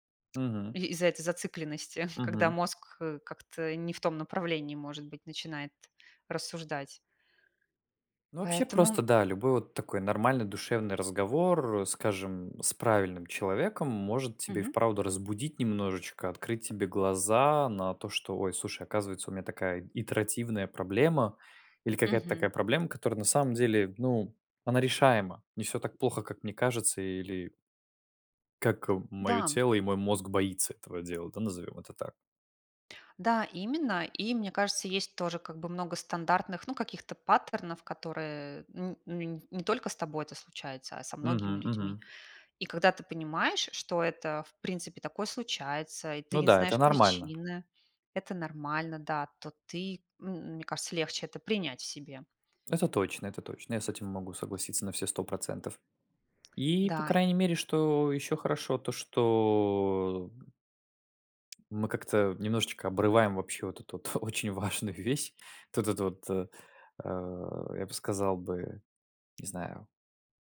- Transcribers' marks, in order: tapping; chuckle; other background noise; laughing while speaking: "очень важную вещь"
- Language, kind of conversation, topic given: Russian, unstructured, Почему многие люди боятся обращаться к психологам?